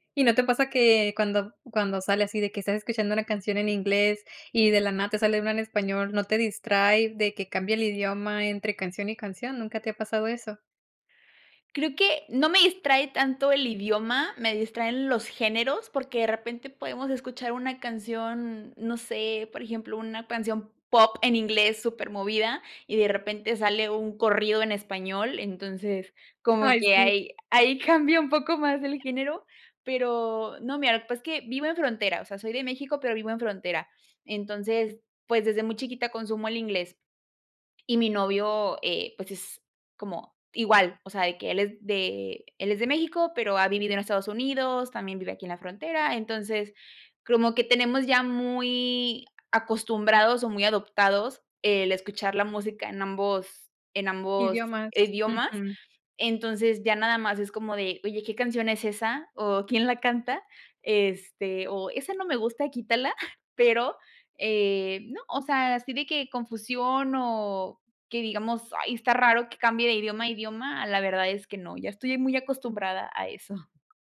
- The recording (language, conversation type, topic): Spanish, podcast, ¿Qué opinas de mezclar idiomas en una playlist compartida?
- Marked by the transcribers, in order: laughing while speaking: "ahí cambia un poco más el género"; giggle